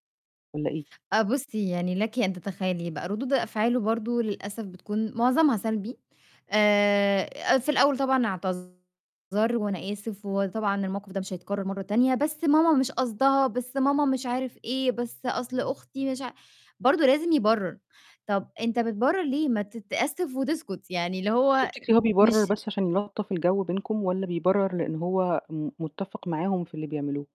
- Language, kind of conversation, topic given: Arabic, advice, إزاي أتعامل مع التوتر بيني وبين أهل شريكي بسبب تدخلهم في قراراتنا الخاصة؟
- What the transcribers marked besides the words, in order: distorted speech